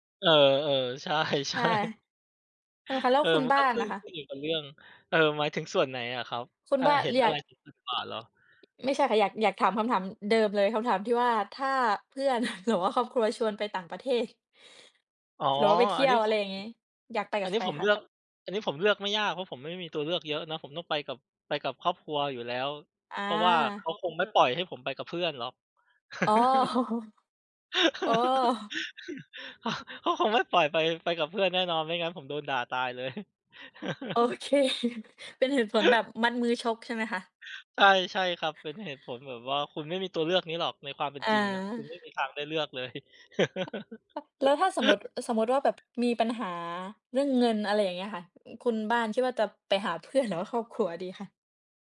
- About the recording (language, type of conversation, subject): Thai, unstructured, ถ้าคุณต้องเลือกระหว่างเพื่อนกับครอบครัว คุณจะตัดสินใจอย่างไร?
- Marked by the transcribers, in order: laughing while speaking: "ใช่ ๆ"; other background noise; chuckle; background speech; chuckle; laugh; laughing while speaking: "เขา เขาคงไม่"; laughing while speaking: "โอเค"; chuckle; chuckle; other noise